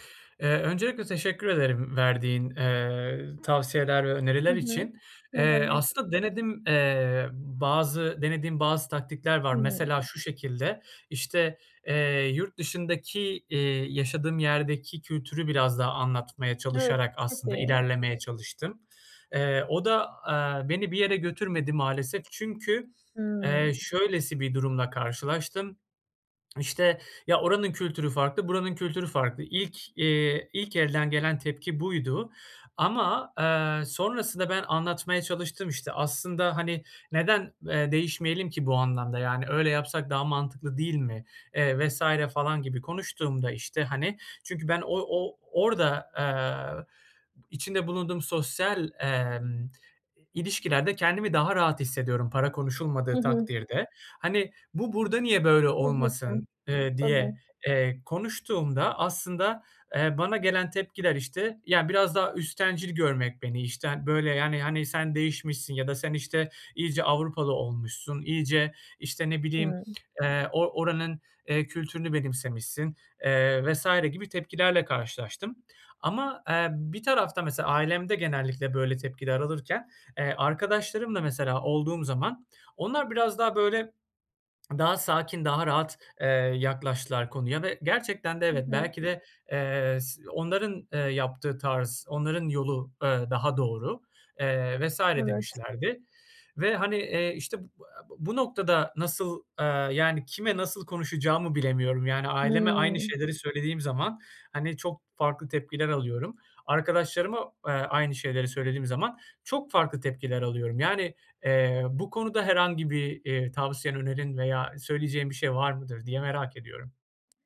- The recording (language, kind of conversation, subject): Turkish, advice, Ailemle veya arkadaşlarımla para konularında nasıl sınır koyabilirim?
- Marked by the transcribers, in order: tapping; other background noise; unintelligible speech